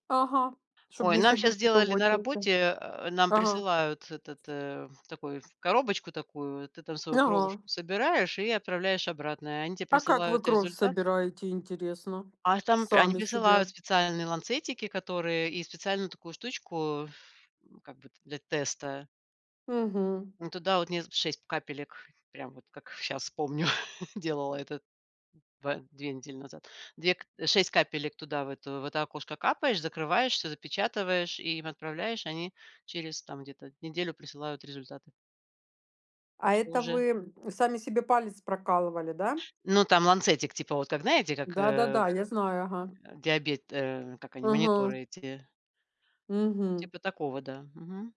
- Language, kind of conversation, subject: Russian, unstructured, Как вы развиваете способность адаптироваться к меняющимся условиям?
- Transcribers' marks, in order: background speech; other background noise; tapping; chuckle